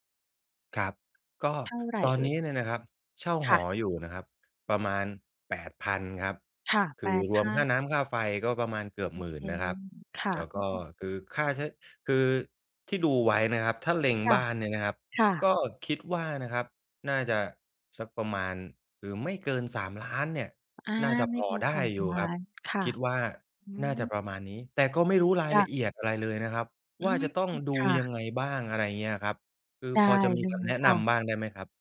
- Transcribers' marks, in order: tapping; other background noise
- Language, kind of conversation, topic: Thai, advice, ฉันควรตัดสินใจซื้อบ้านหรือเช่าต่อดี?